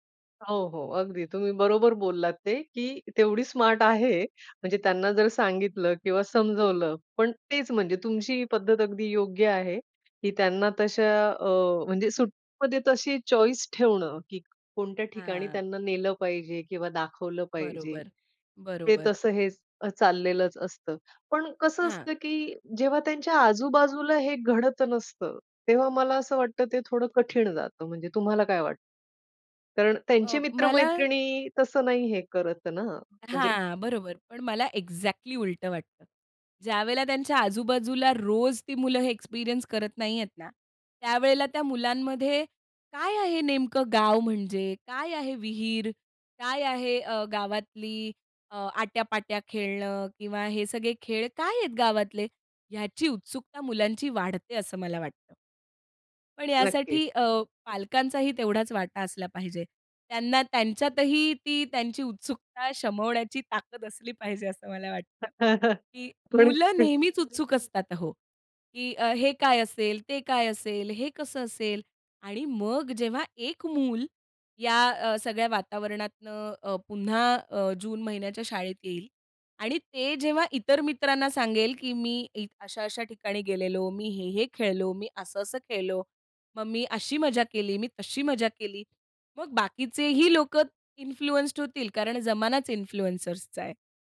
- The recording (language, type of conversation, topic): Marathi, podcast, कुठल्या परंपरा सोडाव्यात आणि कुठल्या जपाव्यात हे तुम्ही कसे ठरवता?
- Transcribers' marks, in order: in English: "स्मार्ट"; in English: "चॉईस"; in English: "एक्झॅक्टली"; in English: "एक्सपिरियन्स"; anticipating: "काय आहे नेमकं गाव म्हणजे? … काय आहेत गावातले?"; laughing while speaking: "ताकद असली पाहिजे, असं मला वाटतं"; chuckle; in English: "इन्फ्लुएंस्ड"; in English: "इन्फ्लुएन्सर्सचा"